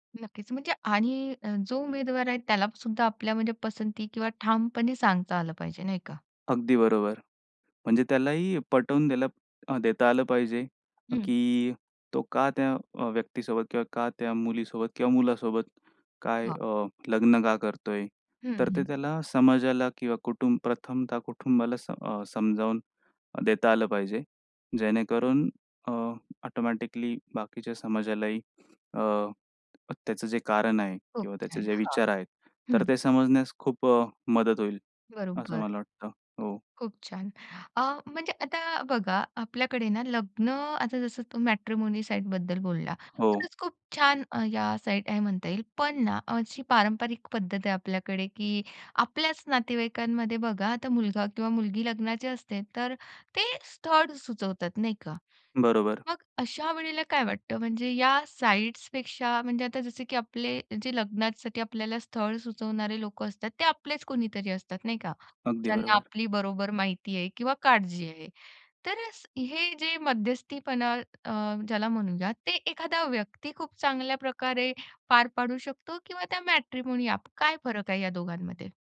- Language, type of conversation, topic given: Marathi, podcast, लग्नाबाबत कुटुंबाच्या अपेक्षा आणि व्यक्तीच्या इच्छा कशा जुळवायला हव्यात?
- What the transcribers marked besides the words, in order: other background noise; in English: "ऑटोमॅटिकली"; in English: "मॅट्रिमोनी साइटबद्दल"; in English: "साइट"; in English: "साइट्सपेक्षा"; in English: "मॅट्रिमोनी ॲप"